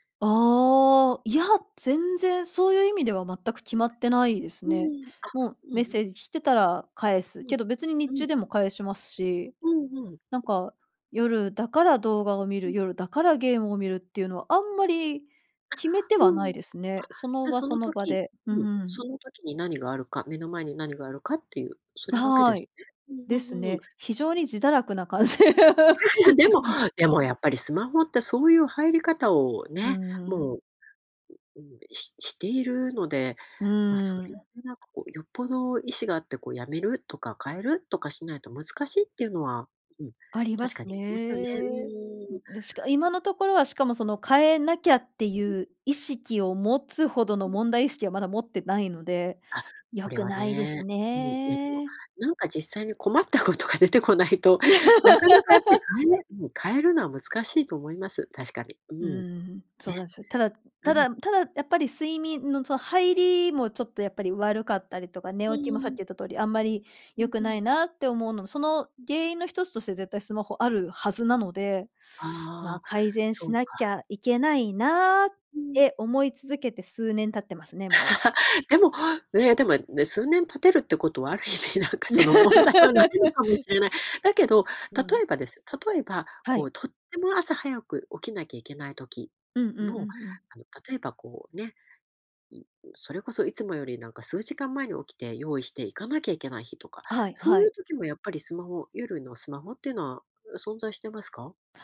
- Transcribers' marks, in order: tapping; laugh; laughing while speaking: "困ったことが出てこないと"; laugh; laugh; laughing while speaking: "ある意味なんかその、問題はないのかもしれない"; laugh
- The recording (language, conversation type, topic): Japanese, podcast, 夜にスマホを使うと睡眠に影響があると感じますか？